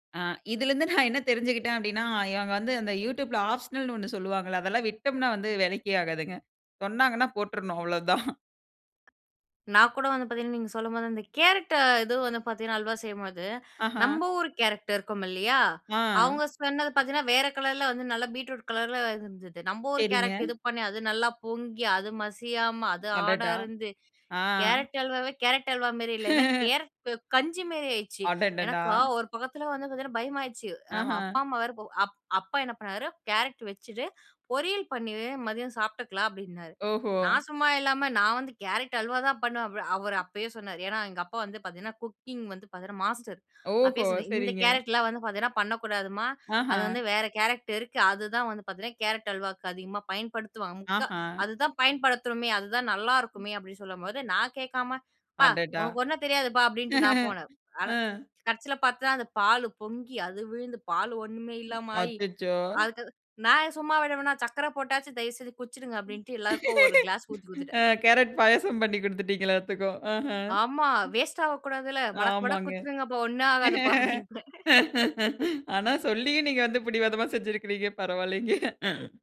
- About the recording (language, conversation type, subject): Tamil, podcast, சமையலில் புதிய முயற்சிகளை எப்படித் தொடங்குவீர்கள்?
- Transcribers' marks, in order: laughing while speaking: "நான் என்ன"; in English: "ஆப்ஷனல்னு"; other background noise; in English: "பீட்ரூட்"; in English: "ஹார்டா"; laugh; other noise; laugh; laugh; in English: "வேஸ்ட்"; laughing while speaking: "ஆனா சொல்லியும் நீங்க வந்து பிடிவாதமா செஞ்சிருக்கிறீங்க, பரவால்லேங்க!"; laughing while speaking: "காதுப்பா அப்பிடின்டேன்"